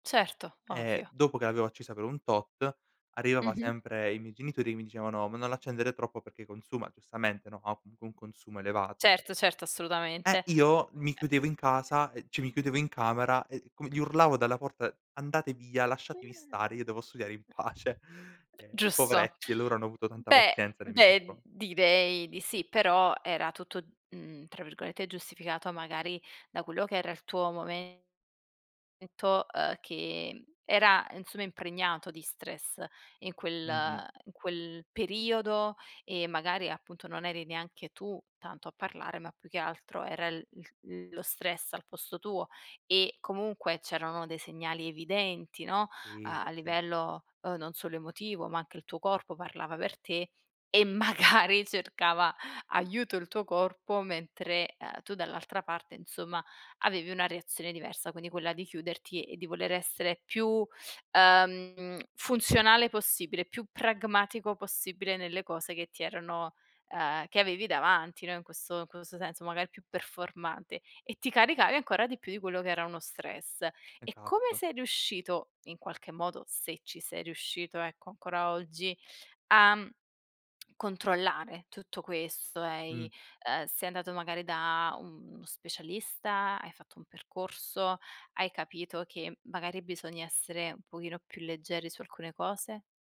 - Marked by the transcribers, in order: other noise; tapping; unintelligible speech; laughing while speaking: "pace"; other background noise; laughing while speaking: "magari"
- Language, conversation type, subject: Italian, podcast, Quali segnali il tuo corpo ti manda quando sei stressato?